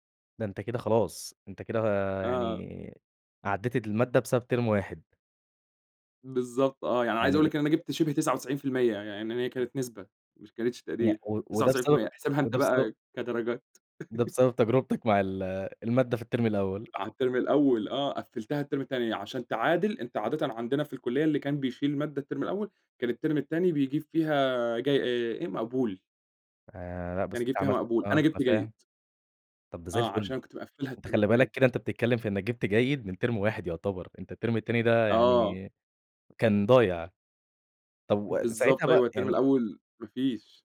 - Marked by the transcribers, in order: in English: "تيرم"; other background noise; laugh; in English: "التيرم"; in English: "التيرم"; in English: "التيرم"; in English: "التيرم"; in English: "التيرم"; in English: "التيرم"; in English: "تيرم"; in English: "التيرم"; in English: "التيرم"
- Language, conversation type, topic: Arabic, podcast, إمتى حصل معاك إنك حسّيت بخوف كبير وده خلّاك تغيّر حياتك؟